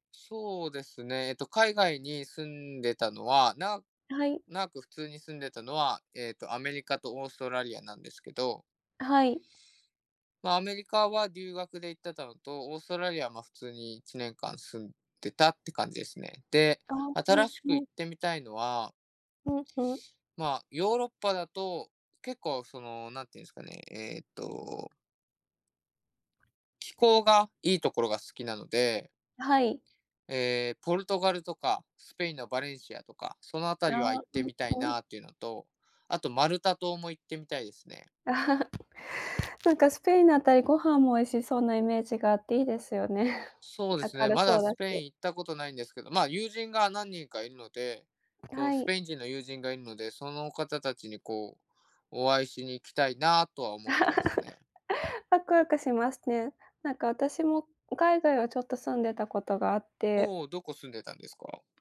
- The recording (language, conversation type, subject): Japanese, unstructured, 将来、挑戦してみたいことはありますか？
- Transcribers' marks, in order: unintelligible speech; other background noise; chuckle; chuckle